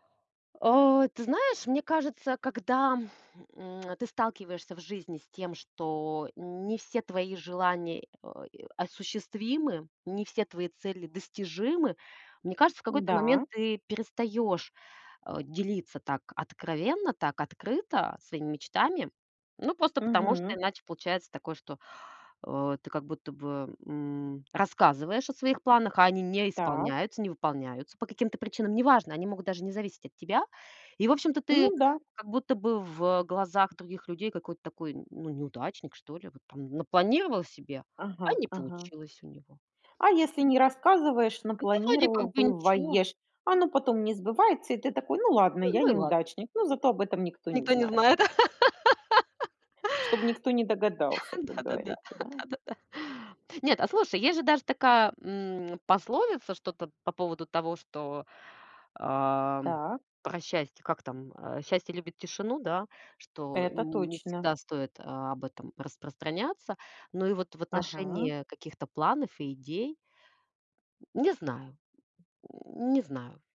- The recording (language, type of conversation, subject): Russian, podcast, Какой самый душевный разговор у тебя был с попутчиком в автобусе или поезде?
- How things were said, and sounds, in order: lip smack; "планируешь" said as "планирувываешь"; laugh; chuckle; other background noise; grunt